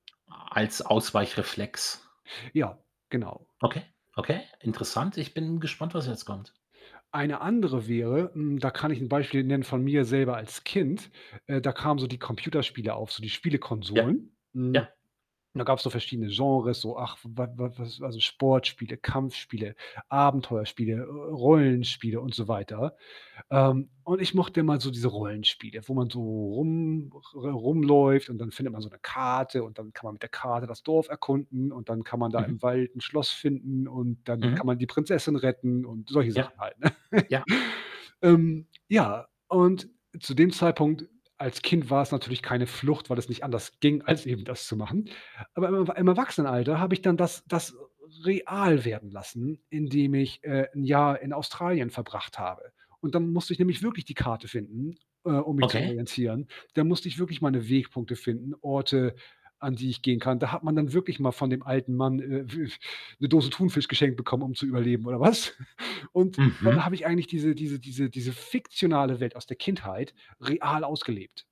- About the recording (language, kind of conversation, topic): German, podcast, Warum flüchten wir uns in fiktionale Welten?
- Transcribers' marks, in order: chuckle; other background noise; laughing while speaking: "was?"; chuckle